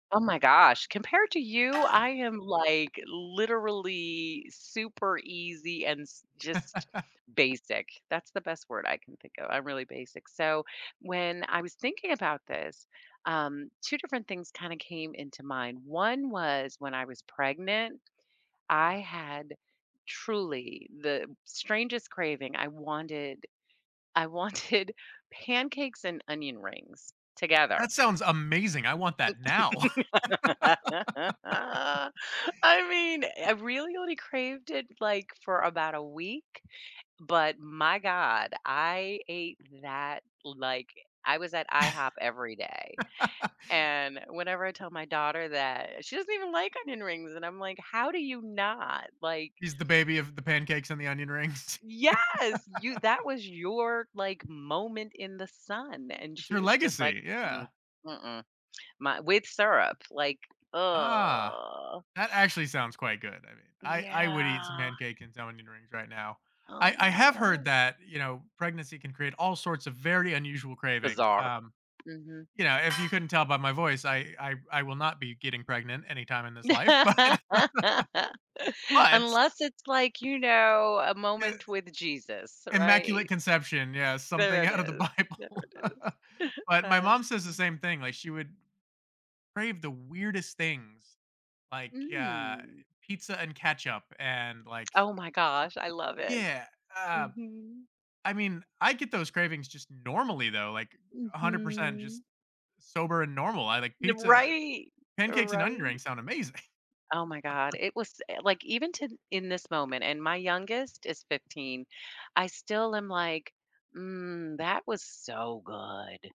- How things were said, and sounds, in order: other background noise; chuckle; laughing while speaking: "wanted"; laugh; laugh; laugh; laugh; drawn out: "ugh"; drawn out: "Yeah"; laugh; laughing while speaking: "but"; laughing while speaking: "out of the Bible"; chuckle; laugh; unintelligible speech; drawn out: "Mm"; drawn out: "Mhm"; laugh
- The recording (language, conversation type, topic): English, unstructured, What motivates people to try unusual foods and how do those experiences shape their tastes?
- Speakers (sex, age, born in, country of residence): female, 60-64, United States, United States; male, 35-39, United States, United States